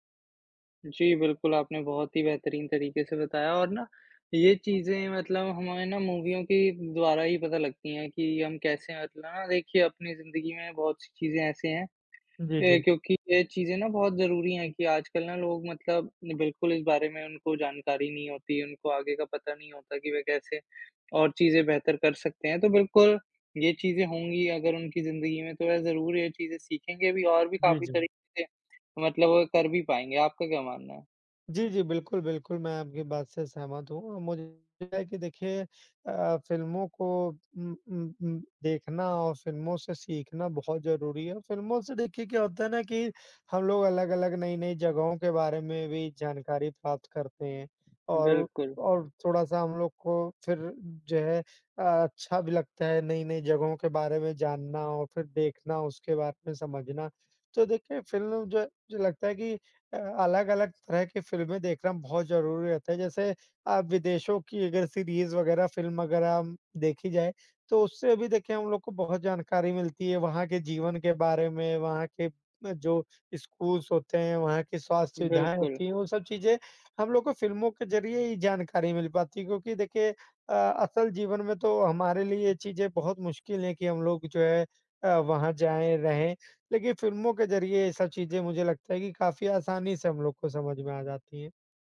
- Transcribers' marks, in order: other background noise; tapping; unintelligible speech; in English: "सीरीज़"; in English: "स्कूल्स"
- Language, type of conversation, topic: Hindi, unstructured, क्या फिल्मों में मनोरंजन और संदेश, दोनों का होना जरूरी है?